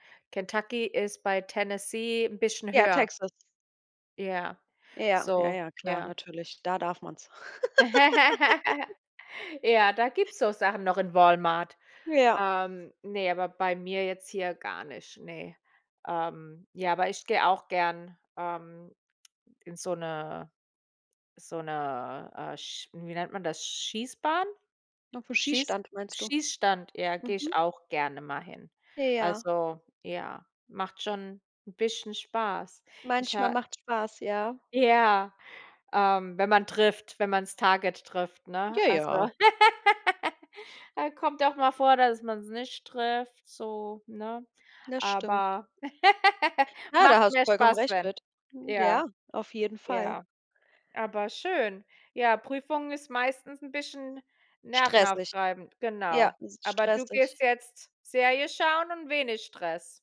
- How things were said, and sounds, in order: laugh; in English: "Target"; laugh; other background noise; laugh
- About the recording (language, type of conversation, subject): German, unstructured, Wie gehst du mit Prüfungsangst um?